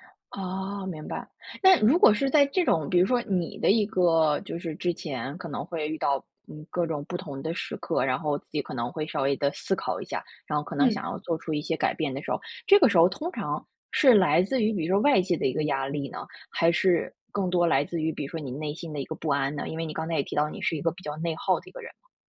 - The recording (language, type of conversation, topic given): Chinese, podcast, 什么事情会让你觉得自己必须改变？
- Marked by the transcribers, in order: other background noise